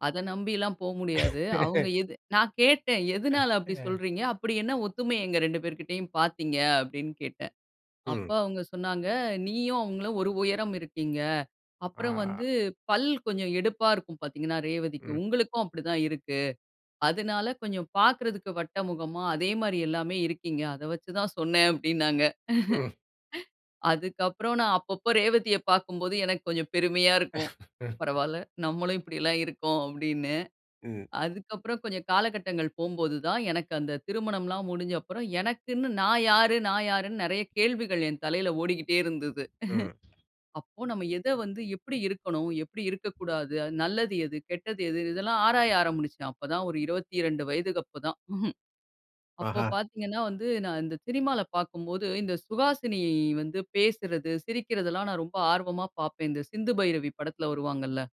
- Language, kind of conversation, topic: Tamil, podcast, உங்களுடைய பாணி முன்மாதிரி யார்?
- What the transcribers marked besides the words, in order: laugh; chuckle; chuckle; chuckle; other background noise; chuckle